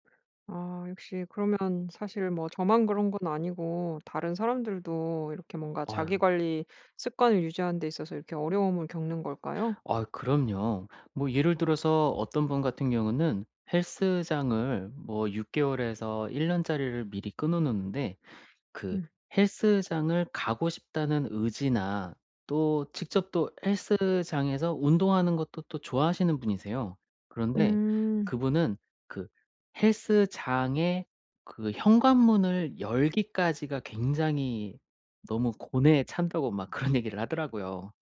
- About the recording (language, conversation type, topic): Korean, advice, 지속 가능한 자기관리 습관을 만들고 동기를 꾸준히 유지하려면 어떻게 해야 하나요?
- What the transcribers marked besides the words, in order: other background noise; tapping; laughing while speaking: "그런"